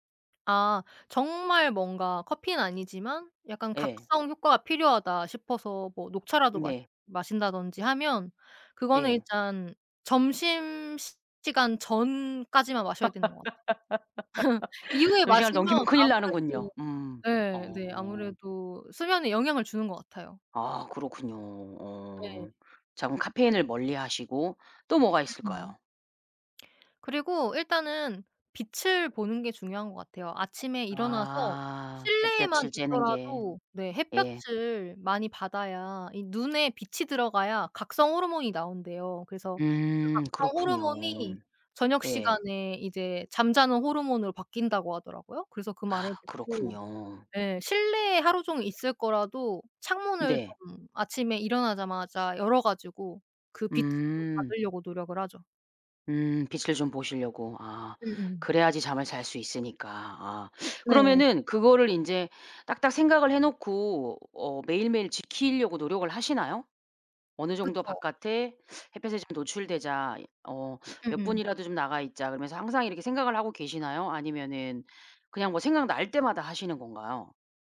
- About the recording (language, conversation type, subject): Korean, podcast, 잠을 잘 자려면 평소에 어떤 습관을 지키시나요?
- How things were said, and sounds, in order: other background noise; laugh